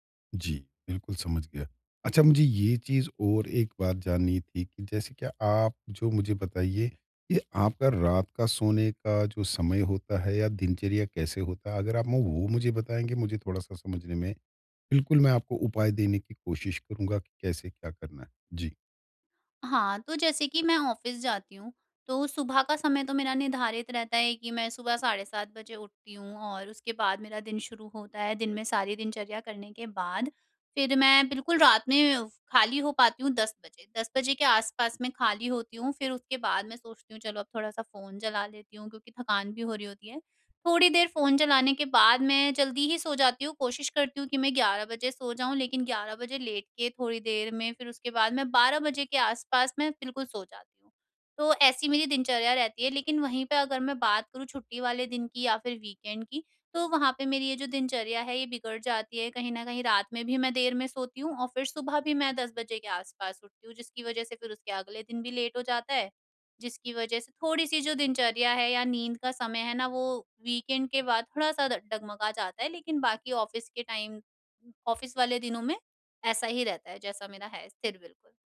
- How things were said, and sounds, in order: in English: "ऑफिस"; in English: "वीकेंड"; in English: "लेट"; in English: "वीकेंड"; in English: "ऑफिस"; in English: "टाइम, ऑफिस"
- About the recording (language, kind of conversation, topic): Hindi, advice, मैं अपनी अच्छी आदतों को लगातार कैसे बनाए रख सकता/सकती हूँ?